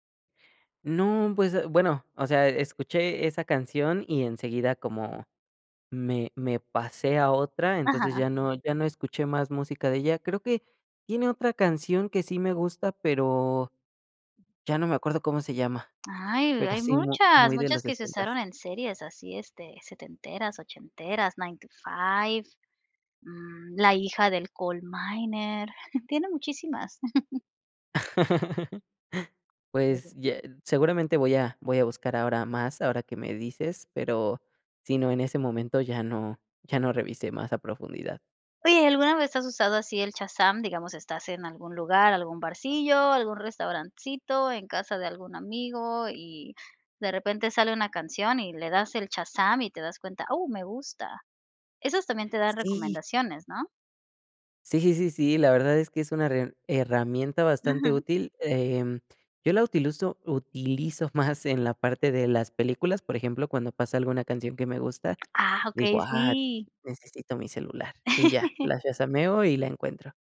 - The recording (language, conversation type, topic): Spanish, podcast, ¿Cómo descubres nueva música hoy en día?
- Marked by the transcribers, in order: laugh; unintelligible speech; tapping; chuckle